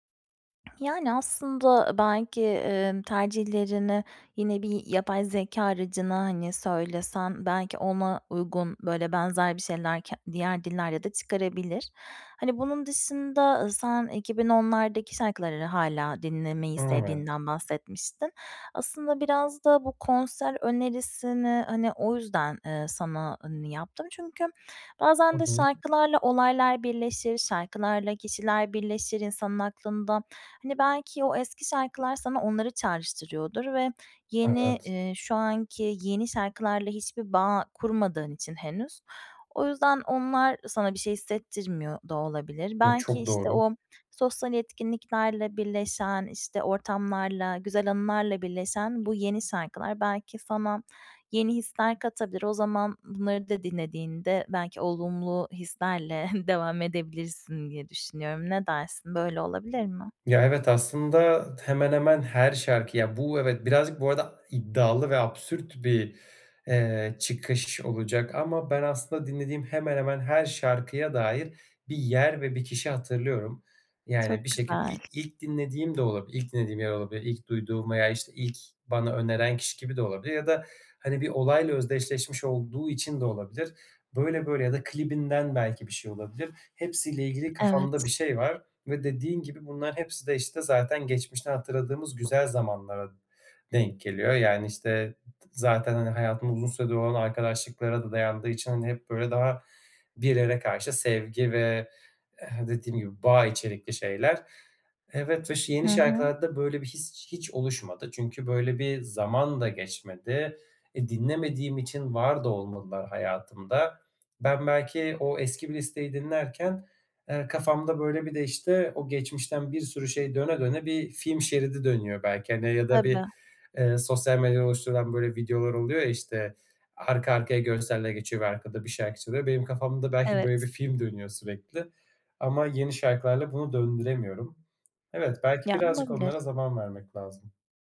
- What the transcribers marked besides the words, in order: tapping; unintelligible speech; other background noise; giggle
- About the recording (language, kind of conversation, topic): Turkish, advice, Eskisi gibi film veya müzikten neden keyif alamıyorum?
- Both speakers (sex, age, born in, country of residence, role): female, 30-34, Turkey, Spain, advisor; male, 25-29, Turkey, Germany, user